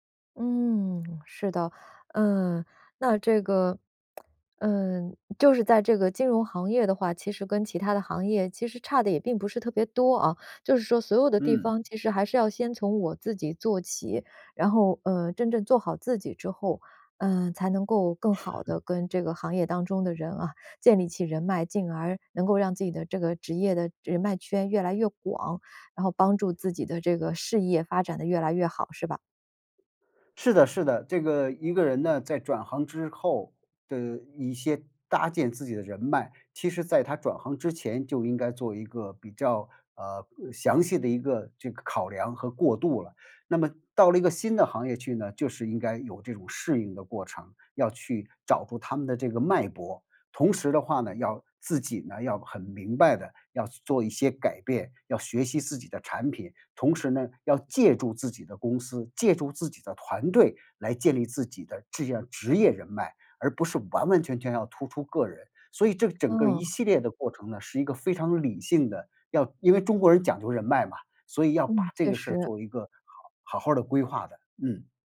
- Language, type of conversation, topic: Chinese, podcast, 转行后怎样重新建立职业人脉？
- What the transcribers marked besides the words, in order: other background noise; chuckle